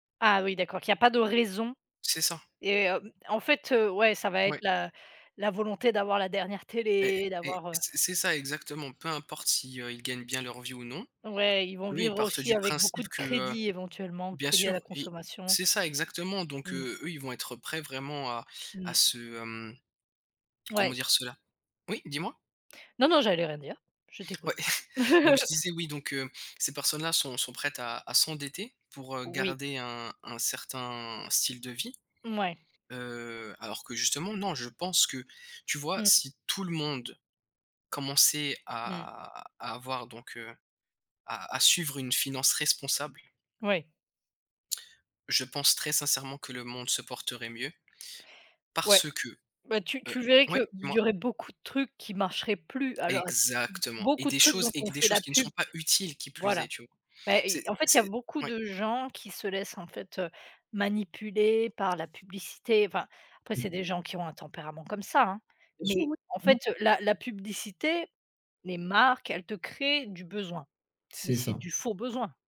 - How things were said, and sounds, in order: stressed: "raison"; stressed: "crédits"; chuckle; stressed: "tout le monde"; drawn out: "à"; stressed: "Exactement"; stressed: "utiles"; other background noise
- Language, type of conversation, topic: French, unstructured, Préférez-vous la finance responsable ou la consommation rapide, et quel principe guide vos dépenses ?